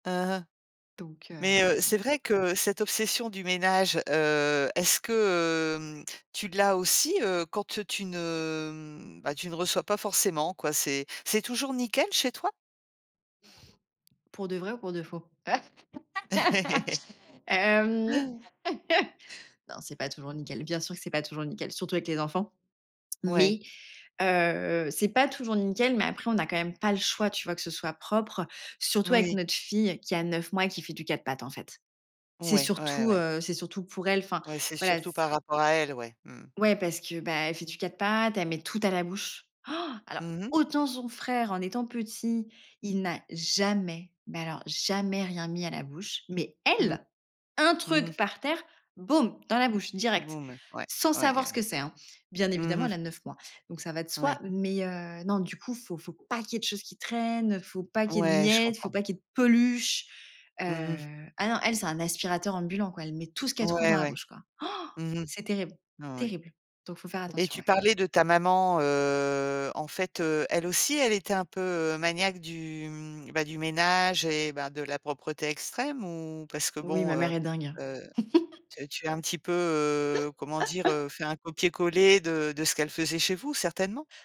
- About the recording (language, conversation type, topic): French, podcast, Comment prépares-tu ta maison pour recevoir des invités ?
- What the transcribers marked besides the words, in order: sniff; tapping; laugh; giggle; gasp; tongue click; gasp; gasp; other background noise; chuckle; laugh